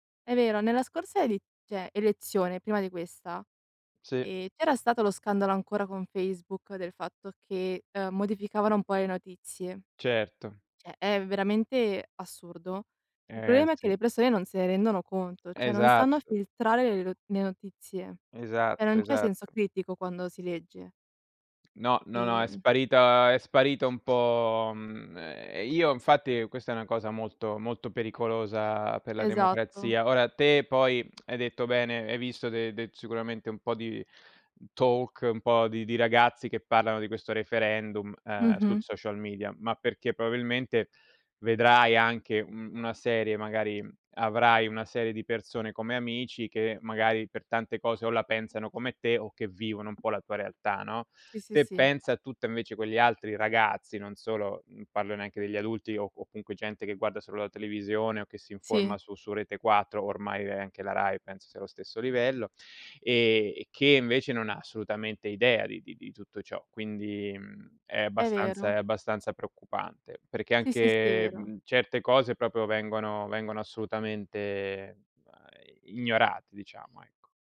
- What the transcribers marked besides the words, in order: "cioè" said as "ceh"; "Cioè" said as "ceh"; other background noise; tapping; tsk; in English: "talk"; "comunque" said as "counque"; "proprio" said as "propio"
- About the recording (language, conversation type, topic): Italian, unstructured, Pensi che la censura possa essere giustificata nelle notizie?